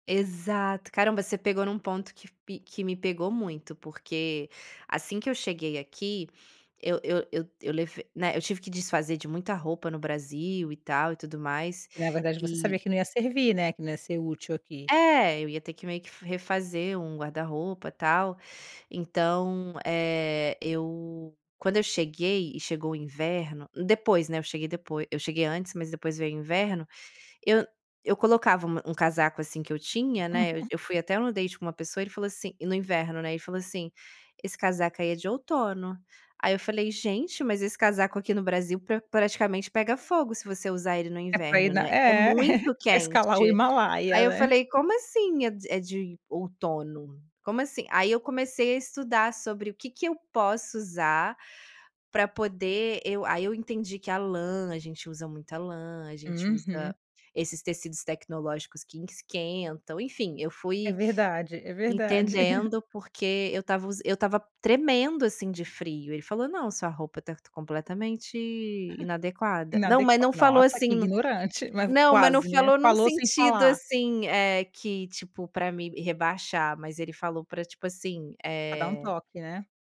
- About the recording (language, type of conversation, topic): Portuguese, podcast, Como a relação com seu corpo influenciou seu estilo?
- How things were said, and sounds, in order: chuckle; laugh; laughing while speaking: "pra escalar o Himalaia né"; tapping; laughing while speaking: "é verdade"; chuckle; chuckle